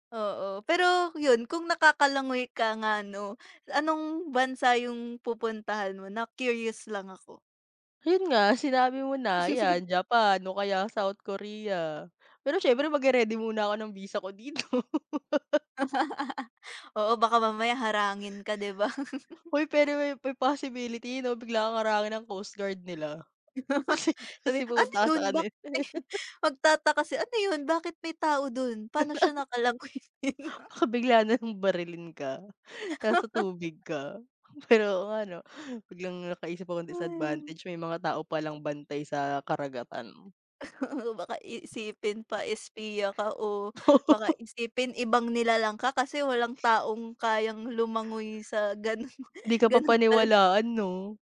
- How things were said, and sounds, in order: laugh; laugh; laugh; laugh; laughing while speaking: "kasi pumunta ka sakanila eh"; laughing while speaking: "Bakit"; laugh; laughing while speaking: "Pero"; laugh; laugh; laugh; laughing while speaking: "ganun"
- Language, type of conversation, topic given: Filipino, unstructured, Ano ang gagawin mo kung isang araw ay hindi ka makaramdam ng pagod?